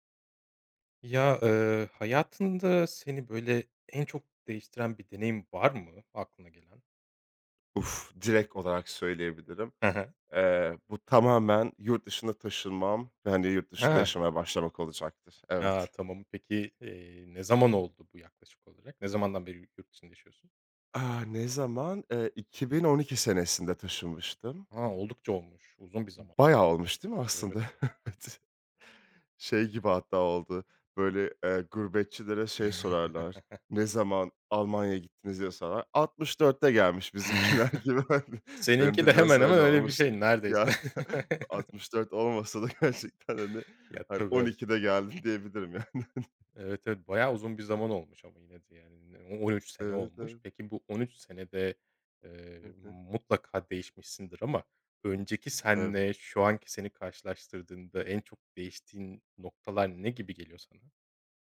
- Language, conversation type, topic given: Turkish, podcast, Hayatında seni en çok değiştiren deneyim neydi?
- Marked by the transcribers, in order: other noise; chuckle; laughing while speaking: "Evet"; chuckle; chuckle; laughing while speaking: "bizimkiler gibi, hani"; laughing while speaking: "Ya, altmış dört olmasa da … geldim diyebilirim yani"; chuckle; chuckle